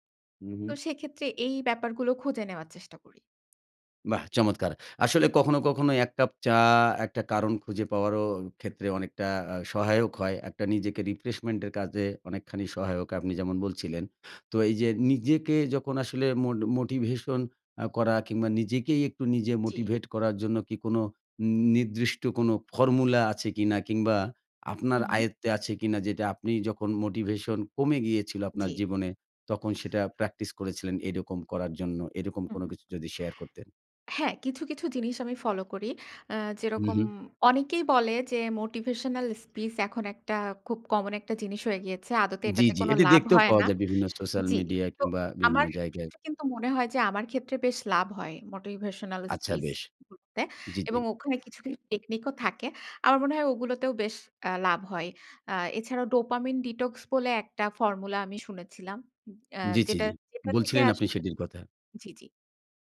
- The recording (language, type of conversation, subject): Bengali, podcast, মোটিভেশন কমে গেলে আপনি কীভাবে নিজেকে আবার উদ্দীপ্ত করেন?
- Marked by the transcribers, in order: in English: "রিফ্রেশমেন্ট"; in English: "মোটিভেশনাল স্পিচ"; "সোশ্যাল" said as "সোস্যাল"; in English: "মোটিভেশনাল স্পিচ"; in English: "ডোপামিন ডিটক্স"